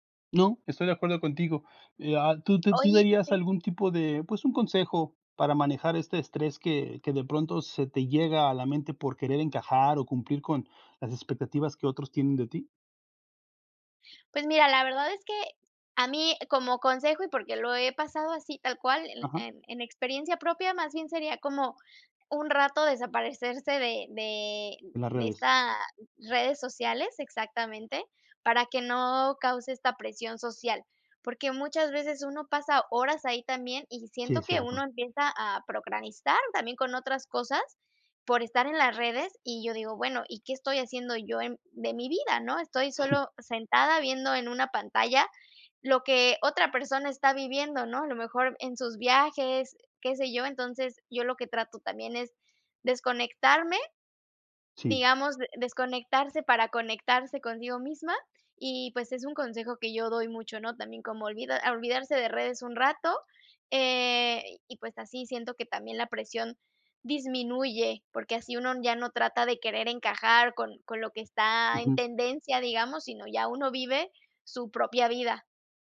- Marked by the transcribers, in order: "procrastinar" said as "procranistar"
- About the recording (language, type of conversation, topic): Spanish, unstructured, ¿Cómo afecta la presión social a nuestra salud mental?